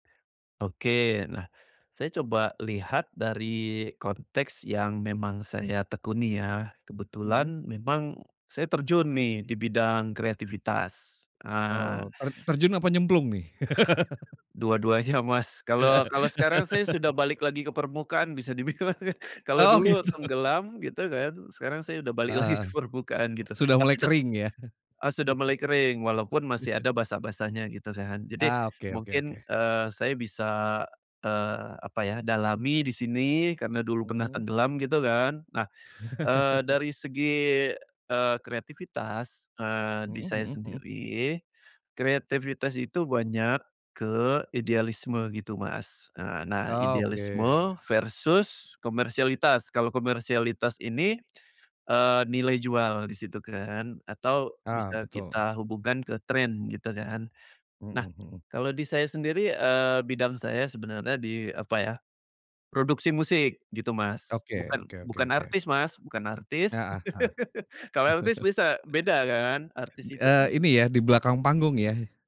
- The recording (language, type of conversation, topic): Indonesian, podcast, Bagaimana kamu menyeimbangkan kebutuhan komersial dan kreativitas?
- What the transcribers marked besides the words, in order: laugh; laughing while speaking: "Dua-duanya Mas"; laugh; laughing while speaking: "Oh gitu"; laughing while speaking: "dibilang ya"; chuckle; laugh; laugh; chuckle